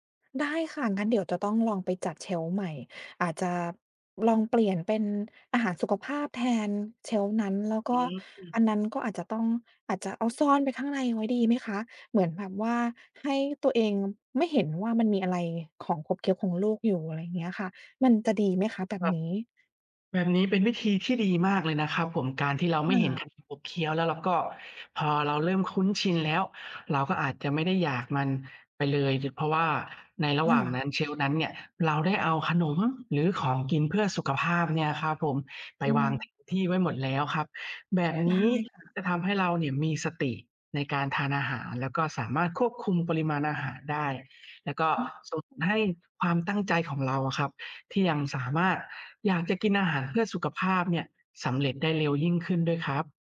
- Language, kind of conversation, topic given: Thai, advice, ฉันตั้งใจกินอาหารเพื่อสุขภาพแต่ชอบกินของขบเคี้ยวตอนเครียด ควรทำอย่างไร?
- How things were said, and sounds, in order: in English: "shelf"; in English: "shelf"; in English: "shelf"; other background noise